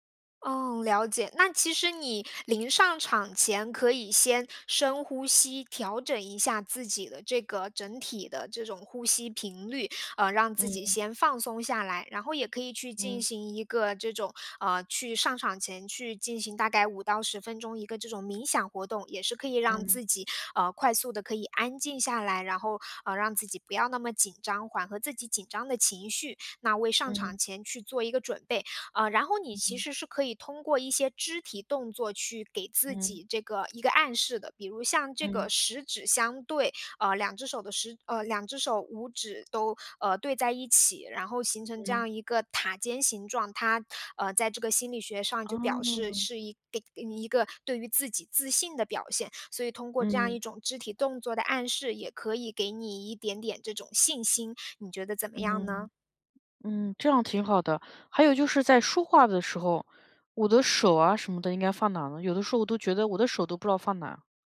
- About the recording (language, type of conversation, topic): Chinese, advice, 在群体中如何更自信地表达自己的意见？
- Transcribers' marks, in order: none